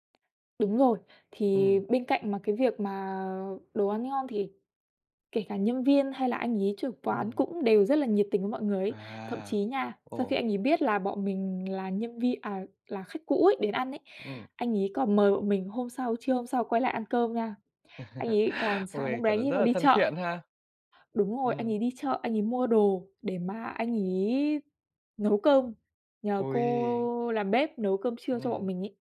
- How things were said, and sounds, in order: laugh
- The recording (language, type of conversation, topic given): Vietnamese, podcast, Bạn đã từng gặp một người lạ khiến chuyến đi của bạn trở nên đáng nhớ chưa?